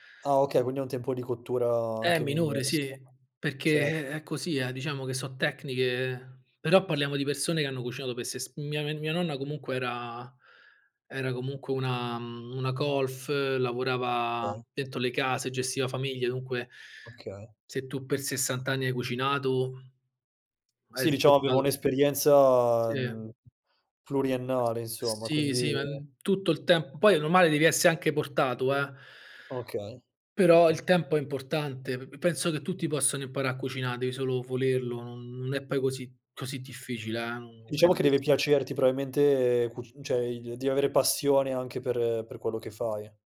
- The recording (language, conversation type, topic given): Italian, podcast, Qual è il piatto che ti ricorda l’infanzia?
- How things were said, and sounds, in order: "Okay" said as "ay"